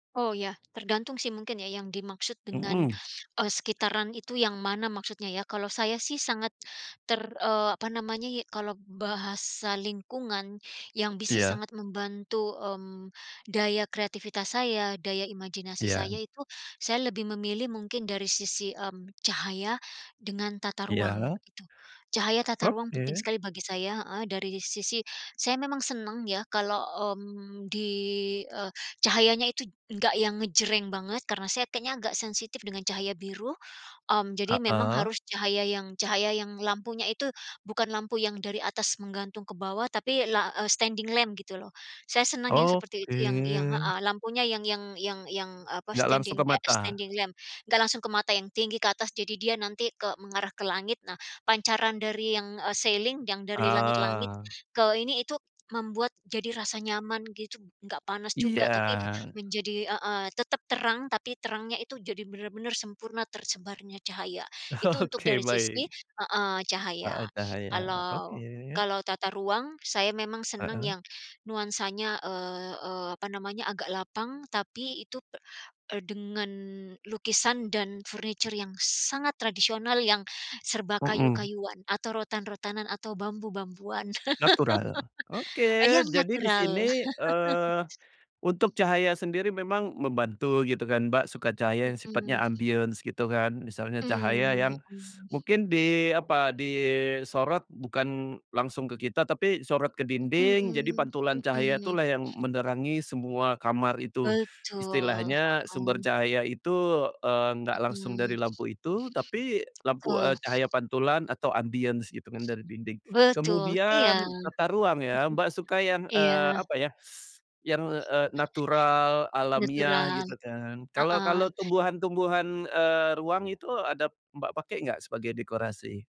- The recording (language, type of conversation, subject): Indonesian, podcast, Bagaimana lingkungan di sekitarmu memengaruhi aliran kreativitasmu?
- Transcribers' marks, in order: tapping; in English: "standing lamp"; in English: "standing"; in English: "standing lamp"; in English: "ceiling"; laughing while speaking: "Oke"; laugh; in English: "ambience"; teeth sucking; in English: "ambience"; chuckle; teeth sucking